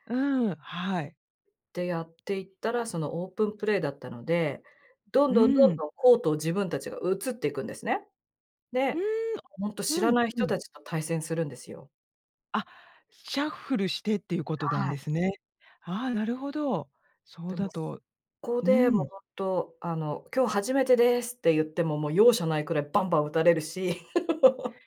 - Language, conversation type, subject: Japanese, podcast, 最近ハマっている遊びや、夢中になっている創作活動は何ですか？
- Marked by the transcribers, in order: laugh